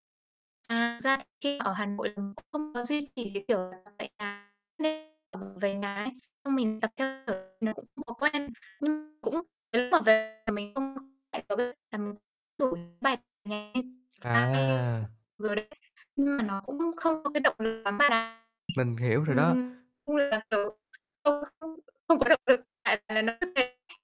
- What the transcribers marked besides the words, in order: distorted speech; tapping; other background noise
- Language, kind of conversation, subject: Vietnamese, advice, Làm thế nào để tôi có động lực tập thể dục đều đặn hơn?